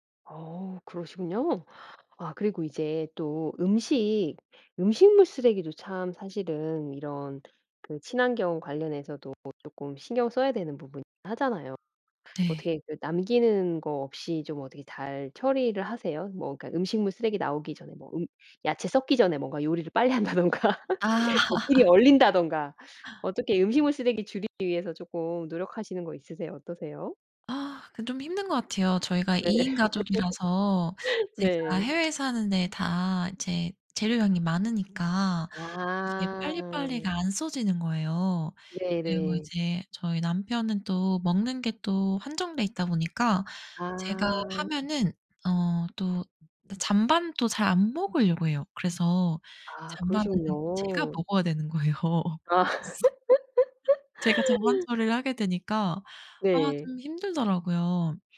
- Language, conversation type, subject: Korean, podcast, 일상에서 실천하는 친환경 습관이 무엇인가요?
- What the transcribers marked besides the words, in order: other background noise; laughing while speaking: "한다든가"; laugh; laugh; laughing while speaking: "거예요"; laugh